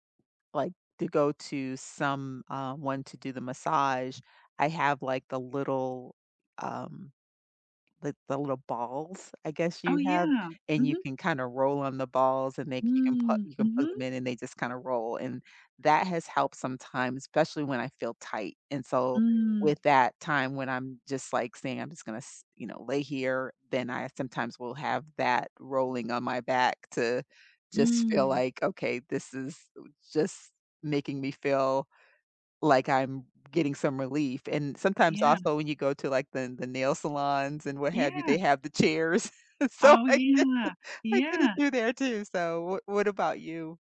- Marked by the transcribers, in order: tapping; laughing while speaking: "so I I there too"; unintelligible speech
- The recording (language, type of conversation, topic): English, unstructured, What is one way your approach to handling stress has changed over time?
- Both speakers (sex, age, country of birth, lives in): female, 45-49, United States, United States; female, 50-54, United States, United States